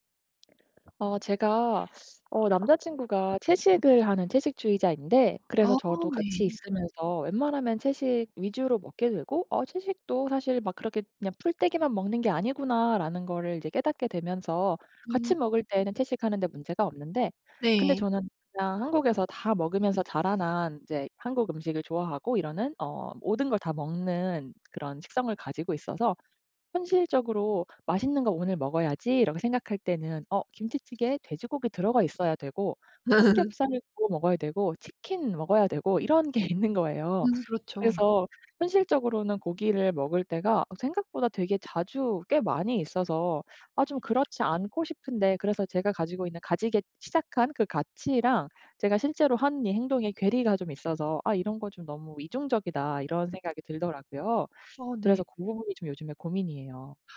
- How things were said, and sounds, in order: other background noise; tapping; laugh; laughing while speaking: "게"
- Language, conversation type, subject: Korean, advice, 가치와 행동이 일치하지 않아 혼란스러울 때 어떻게 해야 하나요?